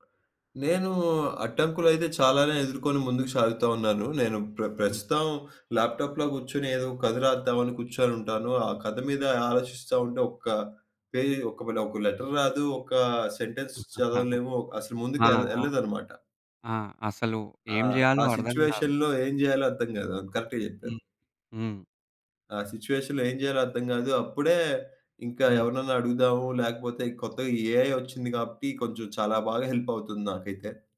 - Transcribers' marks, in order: other background noise; in English: "ల్యాప్‌టాప్‌లో"; in English: "లెటర్"; in English: "సెంటెన్స్"; chuckle; in English: "సిట్యుయేషన్‌లో"; in English: "కరెక్ట్‌గా"; in English: "సిట్యుయేషన్‌లో"; in English: "ఏఐ"; in English: "హెల్ప్"
- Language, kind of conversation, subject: Telugu, podcast, కథను మొదలుపెట్టేటప్పుడు మీరు ముందుగా ఏ విషయాన్ని ఆలోచిస్తారు?